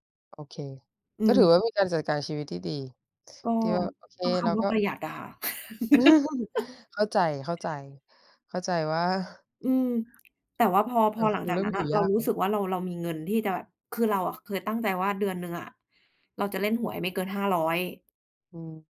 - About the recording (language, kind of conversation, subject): Thai, unstructured, มีทักษะอะไรที่คุณอยากเรียนรู้เพิ่มเติมไหม?
- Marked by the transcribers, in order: chuckle; laugh; lip smack; other background noise